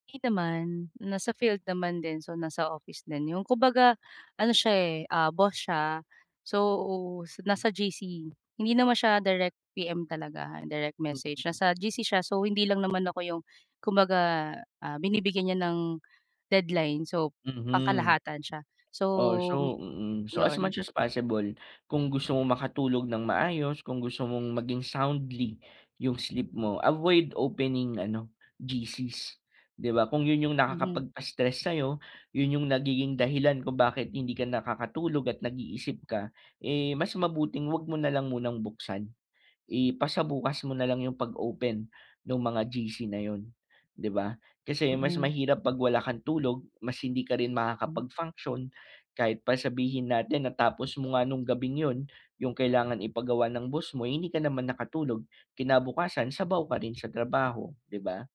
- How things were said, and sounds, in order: other background noise; tapping; in English: "as much as possible"; stressed: "soundly"
- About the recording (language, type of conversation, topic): Filipino, advice, Ano ang mga alternatibong paraan para makapagpahinga bago matulog?